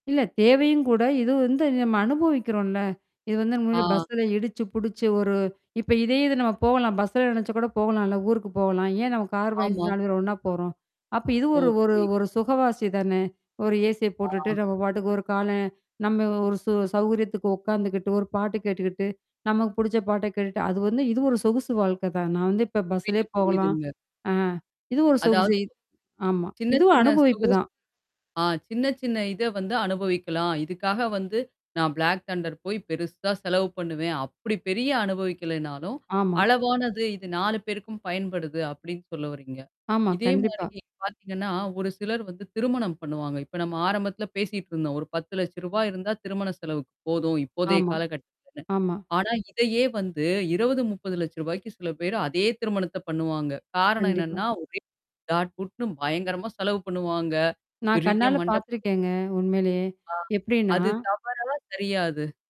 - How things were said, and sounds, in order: mechanical hum; distorted speech; in English: "ஏசி"; static; in English: "பிளாக் தண்டர்"; other background noise
- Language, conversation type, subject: Tamil, podcast, பணம் சேமிப்பதுக்கும் அனுபவங்களுக்கு செலவு செய்வதுக்கும் இடையில் நீங்கள் எப்படி சமநிலையைப் பேணுகிறீர்கள்?